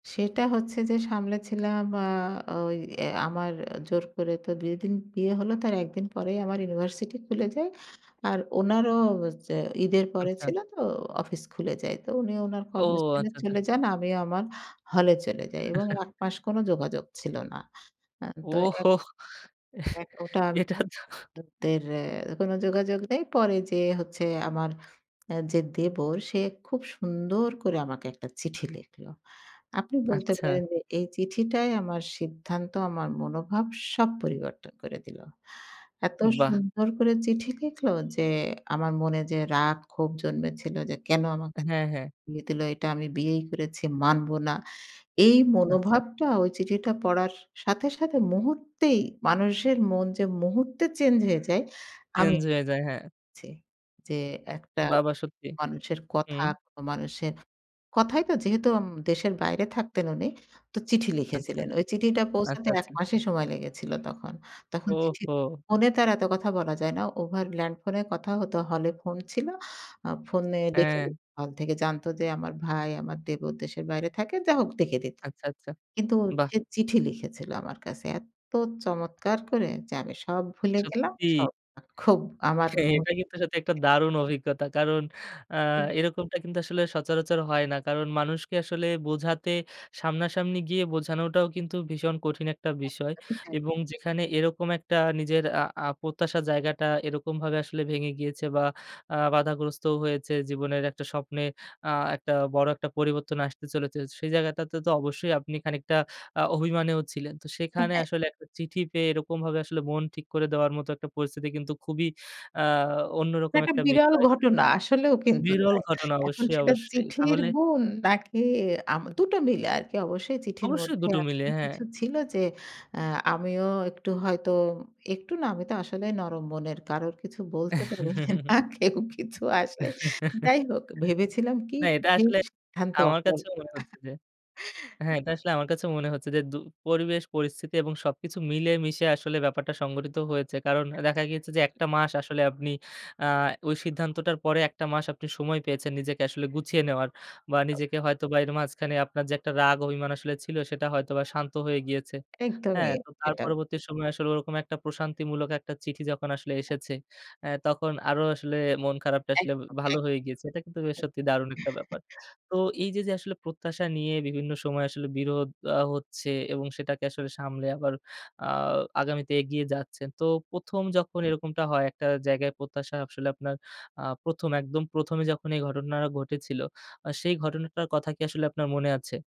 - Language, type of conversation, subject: Bengali, podcast, প্রত্যাশা নিয়ে বিরোধ হলে কীভাবে তা সমাধান করা যায়?
- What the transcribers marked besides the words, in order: chuckle; laughing while speaking: "ওহো! এহ এটাতো"; unintelligible speech; unintelligible speech; chuckle; laughing while speaking: "পারি না। কেউ কিছু আসলে"; chuckle; chuckle; other noise; chuckle